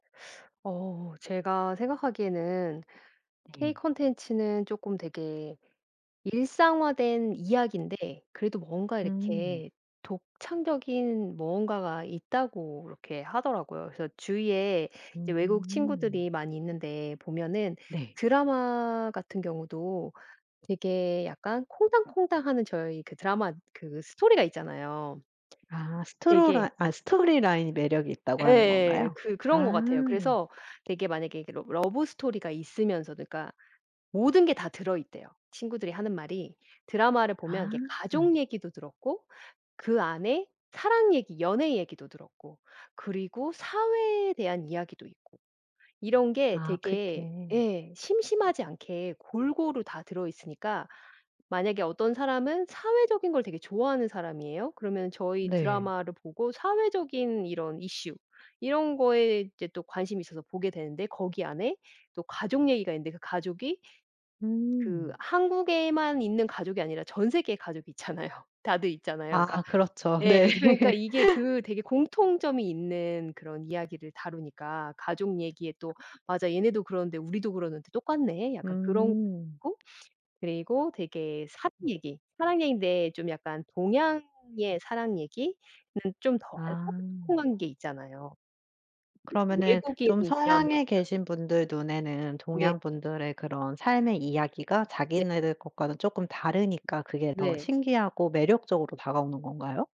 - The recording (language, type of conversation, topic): Korean, podcast, K-콘텐츠가 전 세계에서 인기를 끄는 매력은 무엇이라고 생각하시나요?
- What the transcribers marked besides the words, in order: tapping; other background noise; laughing while speaking: "있잖아요"; laughing while speaking: "네"; laugh